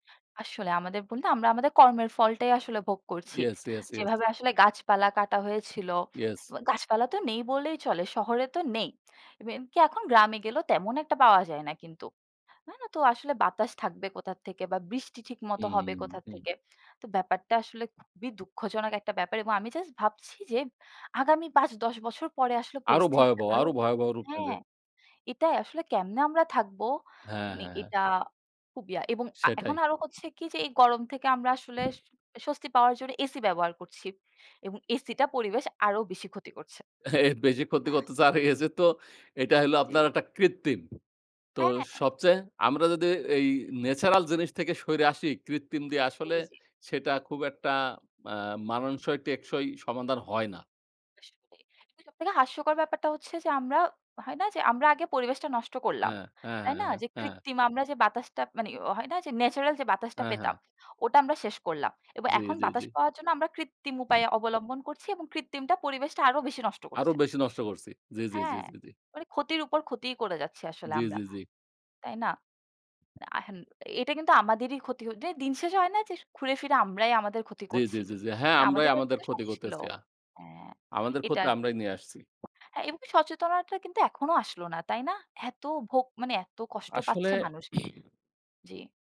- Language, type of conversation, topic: Bengali, unstructured, পরিবেশের জন্য ক্ষতিকারক কাজ বন্ধ করতে আপনি অন্যদের কীভাবে রাজি করাবেন?
- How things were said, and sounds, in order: tapping; chuckle; sneeze; unintelligible speech; "সরে" said as "শইরে"; "কৃত্রিম" said as "ক্রিত্তিম"; "কৃত্রিম" said as "ক্রিত্তিম"; "কৃত্রিমটা" said as "ক্রিত্তিমটা"; other background noise; "সচেতনাতাটা" said as "সচেতনাটা"; cough